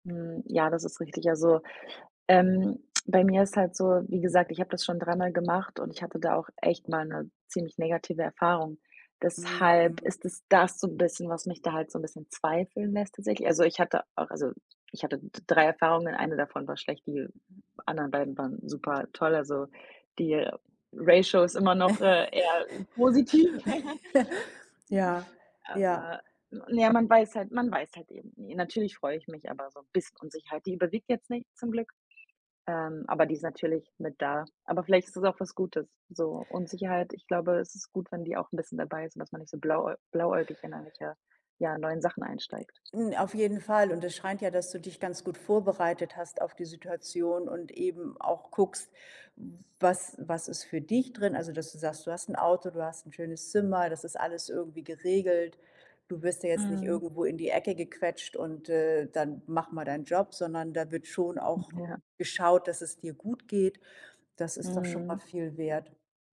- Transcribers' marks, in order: other background noise; in English: "Ratio"; chuckle; laughing while speaking: "positiv"; chuckle; tapping; unintelligible speech; other noise
- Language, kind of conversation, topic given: German, advice, Wie erlebst du deine Unsicherheit vor einer großen Veränderung wie einem Umzug oder einem Karrierewechsel?